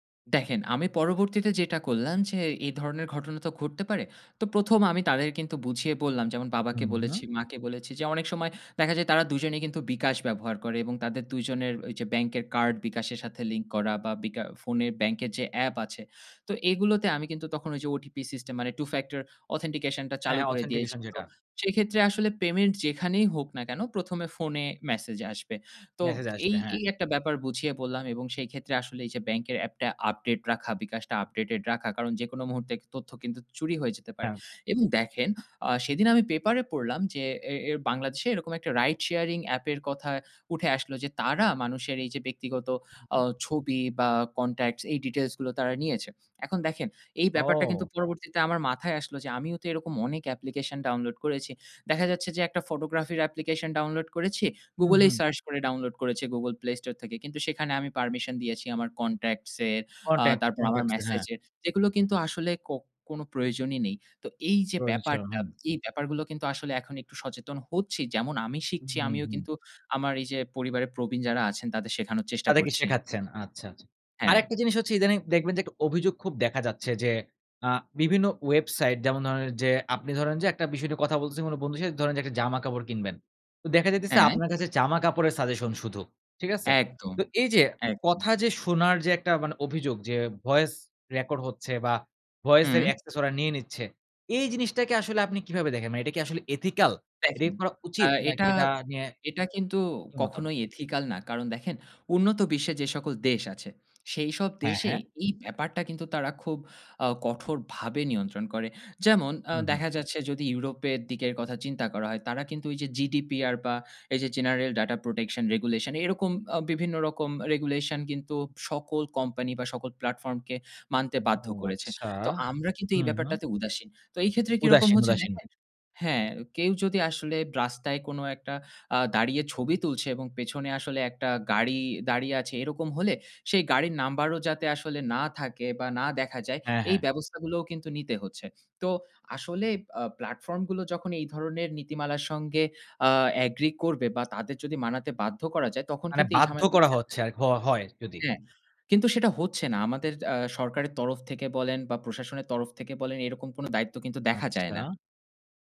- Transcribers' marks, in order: in English: "Two-factor authentication"; in English: "authentication"; tapping; in English: "voice record"; in English: "access"; in English: "ethical?"; in English: "ethical"; in English: "regulation"; unintelligible speech
- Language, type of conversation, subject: Bengali, podcast, ডাটা প্রাইভেসি নিয়ে আপনি কী কী সতর্কতা নেন?